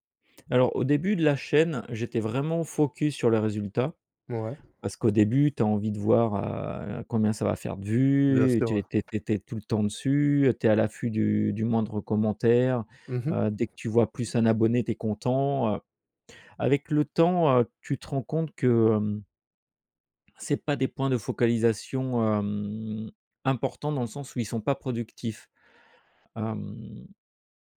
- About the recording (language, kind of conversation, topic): French, podcast, Comment gères-tu les critiques quand tu montres ton travail ?
- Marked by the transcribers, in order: tapping; other background noise; drawn out: "hem"